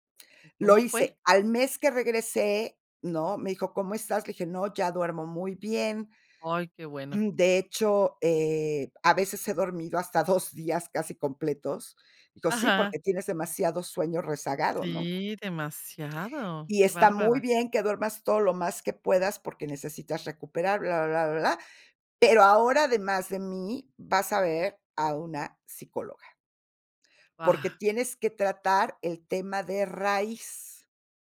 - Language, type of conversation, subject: Spanish, podcast, ¿Cuándo decides pedir ayuda profesional en lugar de a tus amigos?
- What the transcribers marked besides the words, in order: none